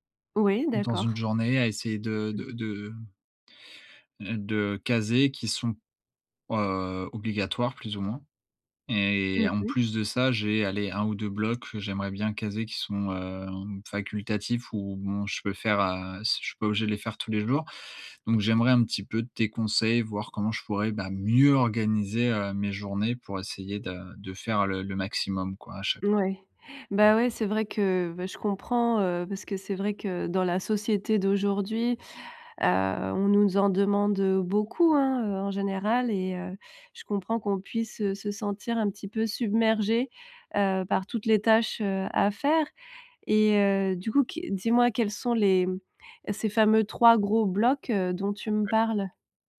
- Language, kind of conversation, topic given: French, advice, Comment faire pour gérer trop de tâches et pas assez d’heures dans la journée ?
- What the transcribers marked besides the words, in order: tapping; unintelligible speech